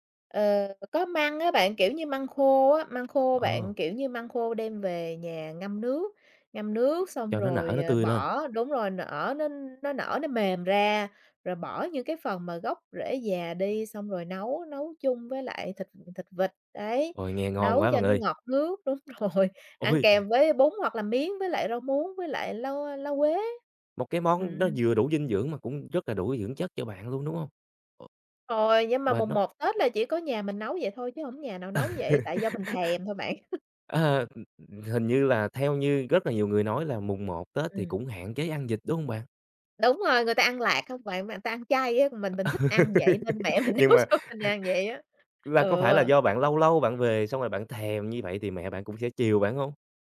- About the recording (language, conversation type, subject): Vietnamese, podcast, Món ăn nào khiến bạn nhớ về quê hương nhất?
- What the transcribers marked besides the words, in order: laughing while speaking: "Đúng rồi"; laughing while speaking: "Ờ"; chuckle; "người" said as "ừn"; laugh; laughing while speaking: "nấu cho mình"